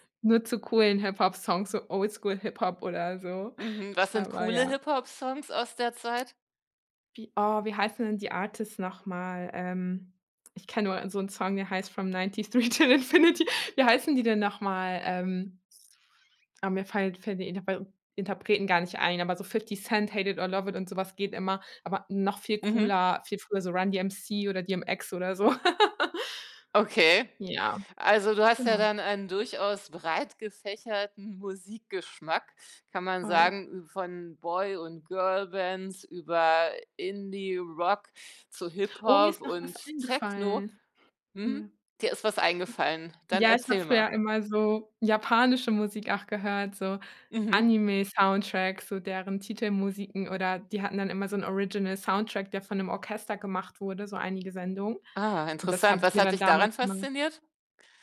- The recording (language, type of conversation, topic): German, podcast, Was wäre der Soundtrack deiner Jugend?
- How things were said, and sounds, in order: in English: "Artists"; laughing while speaking: "from 93 to Infinity"; laugh